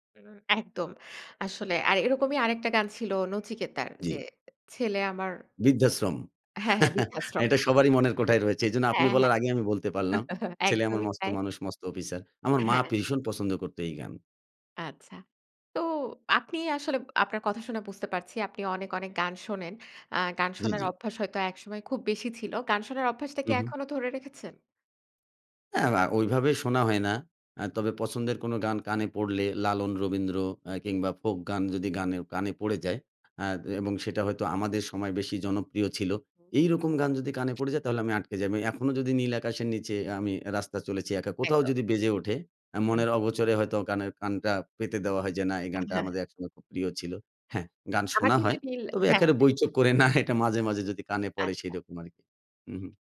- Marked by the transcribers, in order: chuckle; chuckle; other background noise; tapping; laughing while speaking: "না"
- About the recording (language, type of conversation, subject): Bengali, podcast, বাল্যকালের প্রিয় কোনো গান বা অনুষ্ঠান কি এখনও তোমাকে ছুঁয়ে যায়?